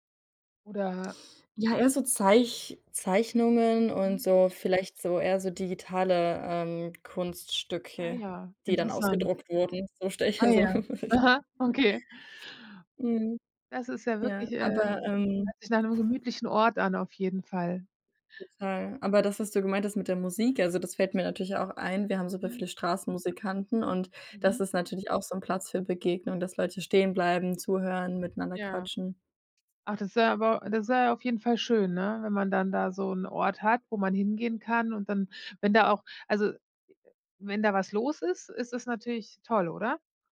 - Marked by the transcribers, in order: unintelligible speech; giggle
- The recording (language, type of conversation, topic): German, podcast, Wie wichtig sind Cafés, Parks und Plätze für Begegnungen?
- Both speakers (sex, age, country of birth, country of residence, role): female, 20-24, Germany, Bulgaria, guest; female, 40-44, Germany, United States, host